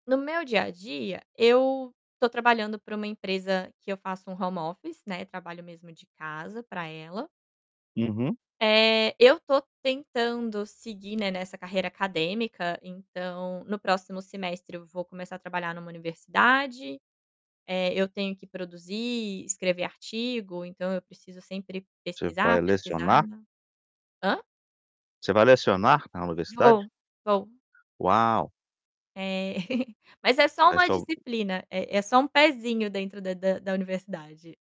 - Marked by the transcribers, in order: tapping; distorted speech; other background noise; chuckle
- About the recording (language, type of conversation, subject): Portuguese, advice, Como você tem tentado criar o hábito diário de leitura?